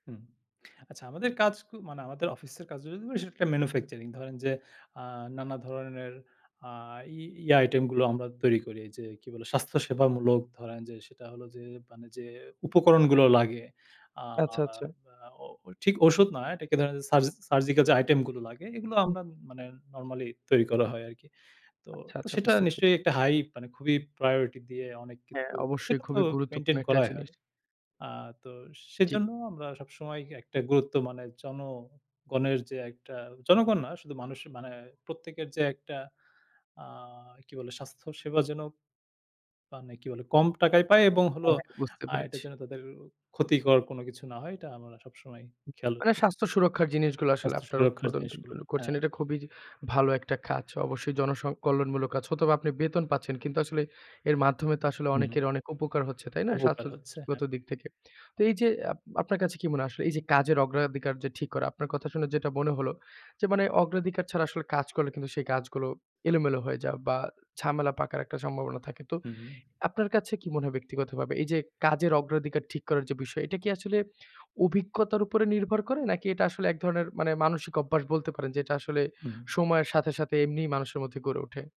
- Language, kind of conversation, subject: Bengali, podcast, টাস্কগুলোর অগ্রাধিকার সাধারণত আপনি কীভাবে নির্ধারণ করেন?
- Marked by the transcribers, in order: in English: "ম্যানুফ্যাকচারিং"; in English: "প্রায়োরিটি"; in English: "মেইনটেইন"; other background noise